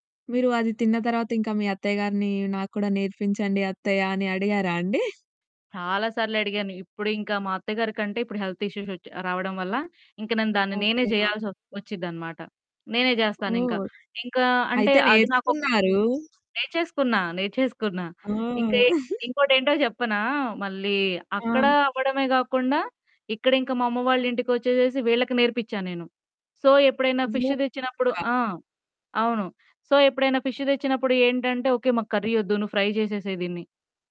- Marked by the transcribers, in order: chuckle; in English: "హెల్త్ ఇష్యూస్"; other background noise; chuckle; in English: "సో"; in English: "ఫిష్"; unintelligible speech; in English: "సో"; in English: "ఫిష్"; in English: "కర్రీ"; in English: "ఫ్రై"
- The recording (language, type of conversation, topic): Telugu, podcast, ఆ వంటకానికి మా కుటుంబానికి మాత్రమే తెలిసిన ప్రత్యేక రహస్యమేదైనా ఉందా?